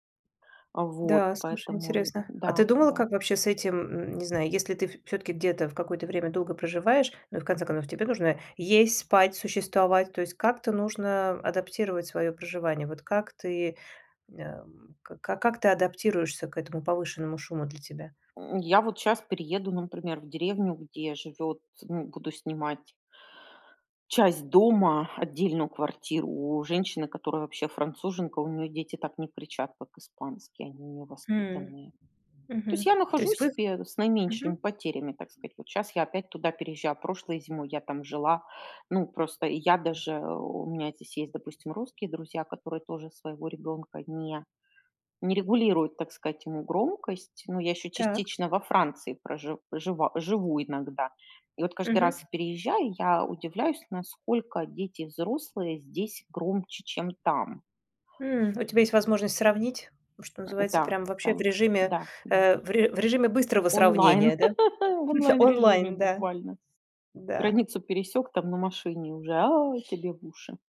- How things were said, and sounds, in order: other background noise; laugh; chuckle
- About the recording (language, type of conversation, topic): Russian, podcast, Как ты привыкал к новой культуре?